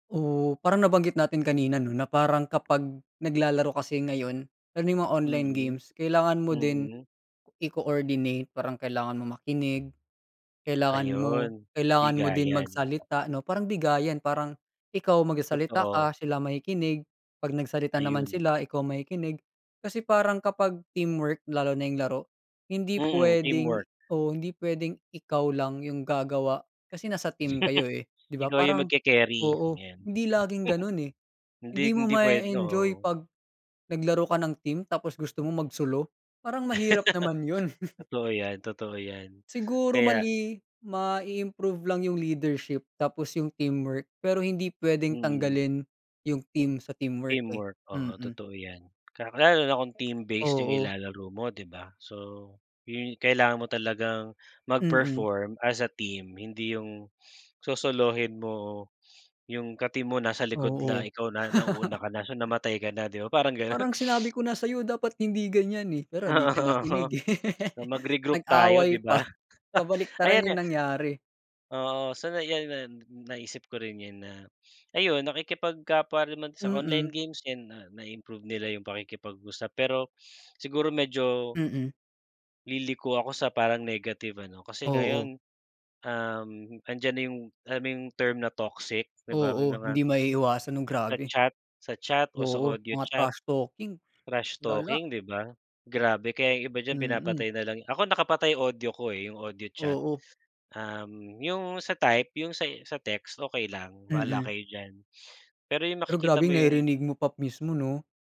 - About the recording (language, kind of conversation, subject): Filipino, unstructured, Paano ginagamit ng mga kabataan ang larong bidyo bilang libangan sa kanilang oras ng pahinga?
- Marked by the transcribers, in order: tapping; laugh; wind; chuckle; laugh; chuckle; laugh; other background noise; chuckle